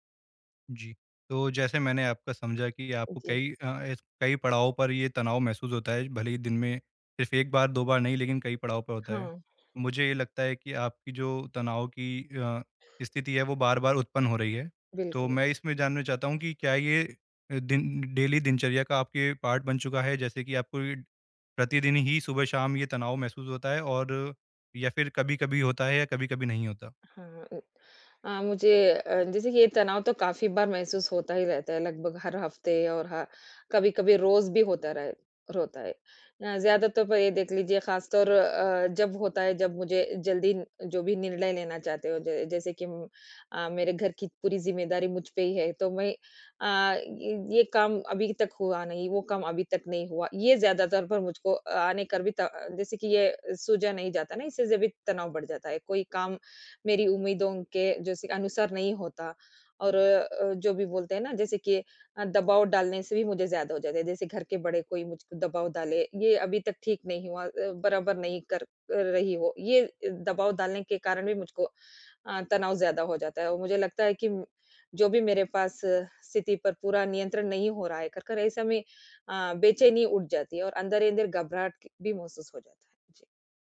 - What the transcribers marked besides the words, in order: other background noise; in English: "डेली"; in English: "पार्ट"
- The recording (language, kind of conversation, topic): Hindi, advice, मैं कैसे पहचानूँ कि कौन-सा तनाव मेरे नियंत्रण में है और कौन-सा नहीं?